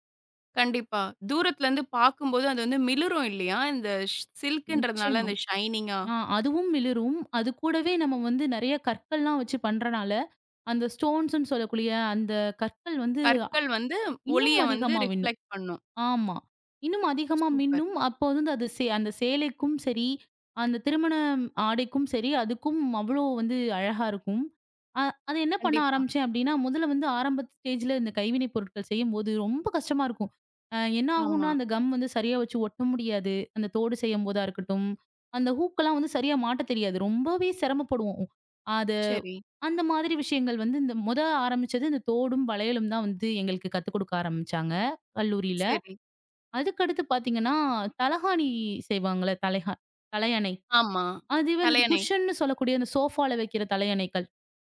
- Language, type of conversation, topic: Tamil, podcast, நீ கைவினைப் பொருட்களைச் செய்ய விரும்புவதற்கு உனக்கு என்ன காரணம்?
- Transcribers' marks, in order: in English: "ஷனீங்கா"; in English: "ஸ்டோன்ஸ்ன்னு"; in English: "ரிஃப்ளக்ட்"; in English: "ஹூக்லாம்"; in English: "குஷன்னு"